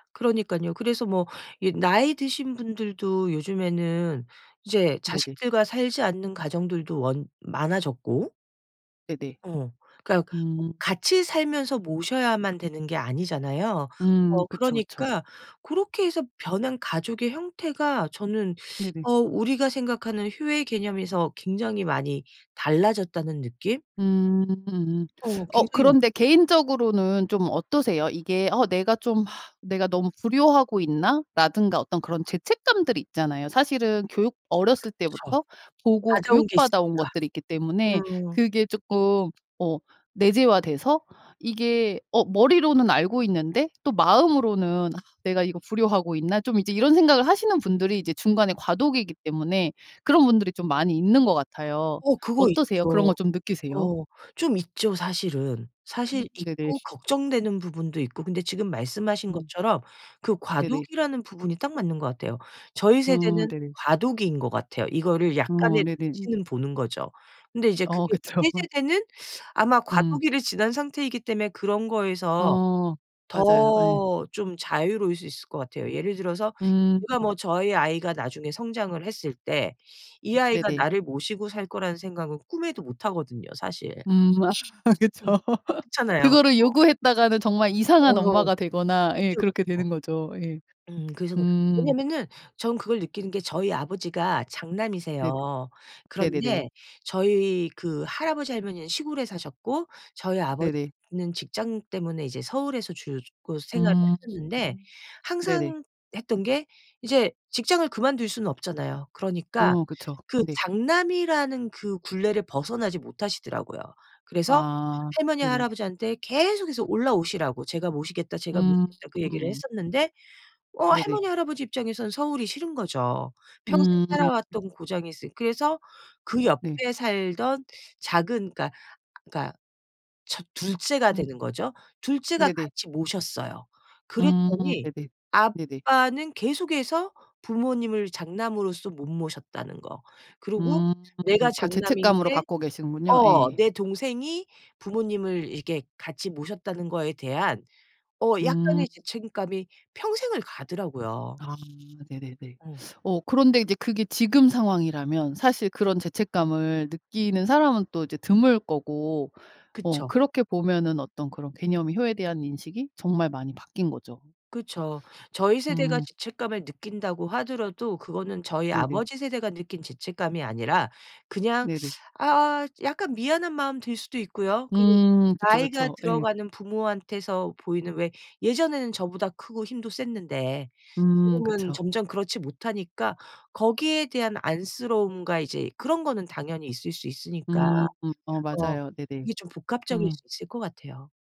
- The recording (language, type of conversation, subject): Korean, podcast, 세대에 따라 ‘효’를 어떻게 다르게 느끼시나요?
- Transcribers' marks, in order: tapping; teeth sucking; teeth sucking; other background noise; lip smack; laughing while speaking: "그쵸"; teeth sucking; laugh; laughing while speaking: "그쵸"; laugh; swallow; "죄책감이" said as "죄책임감이"; teeth sucking; sniff; teeth sucking